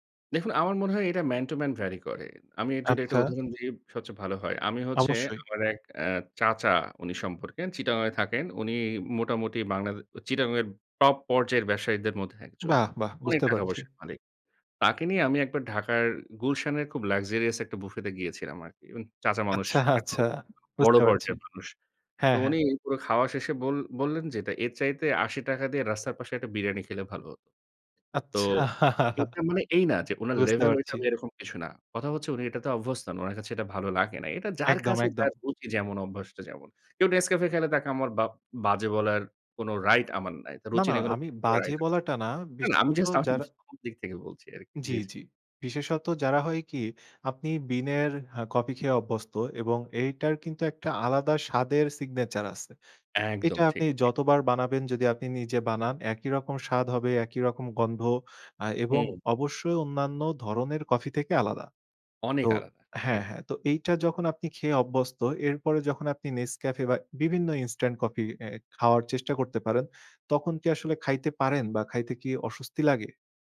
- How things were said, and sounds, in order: in English: "ম্যান টু ম্যান ভ্যারি"; in English: "luxurious"; scoff; chuckle; unintelligible speech
- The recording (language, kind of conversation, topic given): Bengali, podcast, কফি বা চা খাওয়া আপনার এনার্জিতে কী প্রভাব ফেলে?